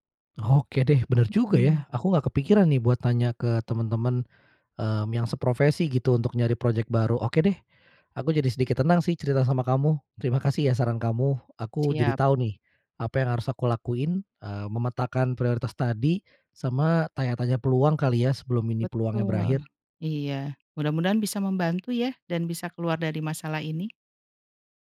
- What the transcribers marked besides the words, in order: none
- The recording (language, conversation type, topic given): Indonesian, advice, Bagaimana cara menghadapi ketidakpastian keuangan setelah pengeluaran mendadak atau penghasilan menurun?